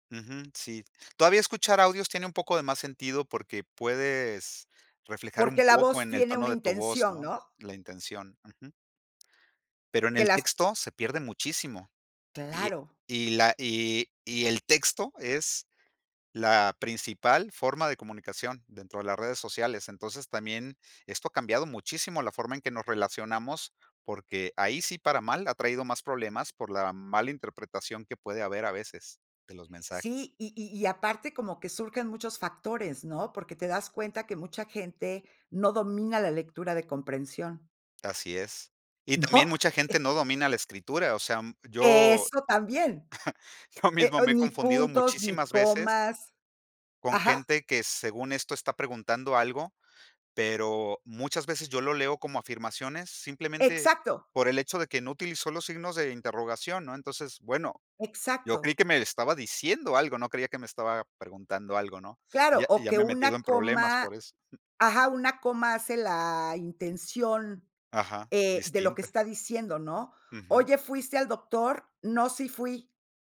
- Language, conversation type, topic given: Spanish, podcast, ¿Cómo cambian las redes sociales nuestra forma de relacionarnos?
- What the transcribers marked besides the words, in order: other background noise; chuckle; chuckle; chuckle